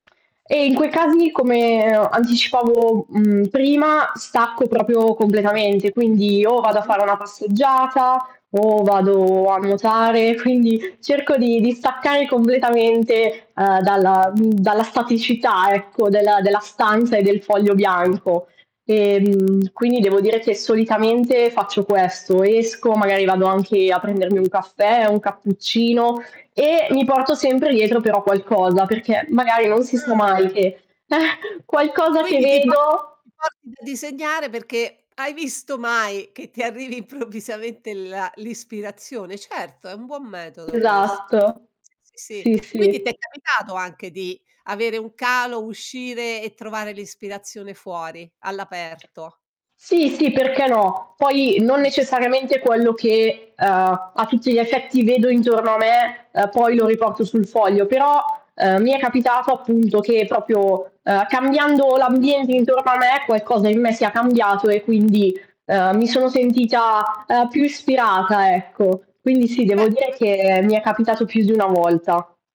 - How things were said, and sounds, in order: distorted speech; tapping; other background noise; chuckle; laughing while speaking: "ti arrivi improvvisamente"; static; unintelligible speech
- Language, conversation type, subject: Italian, podcast, Quale esperienza ti ha fatto crescere creativamente?
- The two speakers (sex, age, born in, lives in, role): female, 30-34, Italy, Italy, guest; female, 60-64, Italy, Italy, host